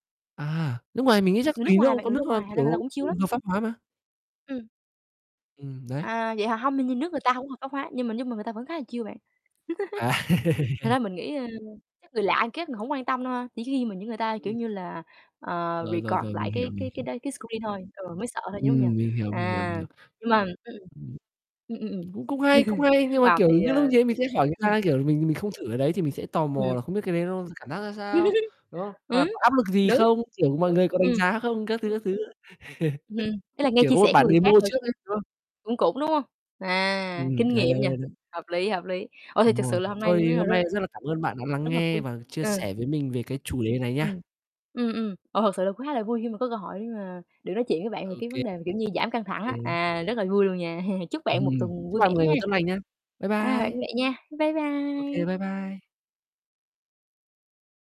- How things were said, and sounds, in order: tapping; other background noise; distorted speech; in English: "chill"; laughing while speaking: "À"; laugh; in English: "chill"; laugh; in English: "record"; in English: "screen"; chuckle; laugh; chuckle; in English: "demo"; static; laughing while speaking: "Ừm"; chuckle
- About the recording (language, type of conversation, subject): Vietnamese, unstructured, Bạn thường làm gì khi cảm thấy căng thẳng trong ngày?